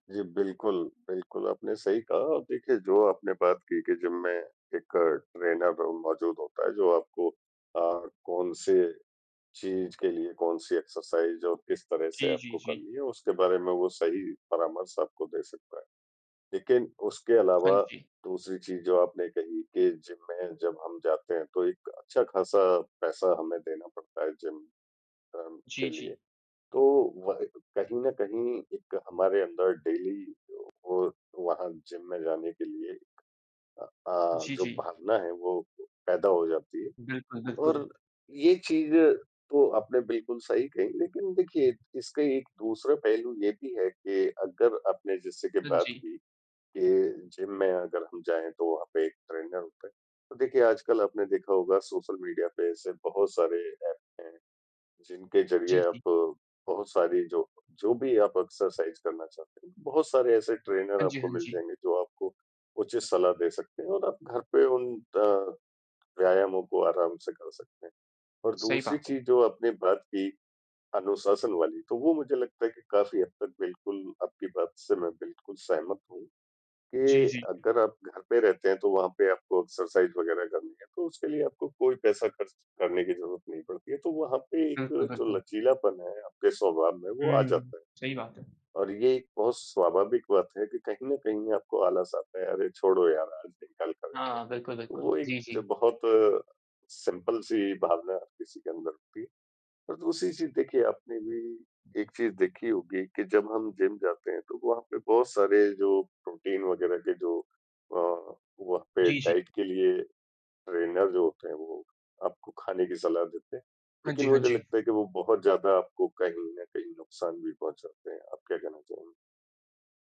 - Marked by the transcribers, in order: in English: "ट्रेनर"; in English: "एक्सरसाइज़"; in English: "डेली"; in English: "ट्रेनर"; in English: "एप्स"; in English: "एक्सरसाइज़"; in English: "ट्रेनर"; in English: "एक्सरसाइज़"; in English: "सिंपल"; in English: "डाइट"; in English: "ट्रेनर"
- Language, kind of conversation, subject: Hindi, unstructured, क्या जिम जाना सच में ज़रूरी है?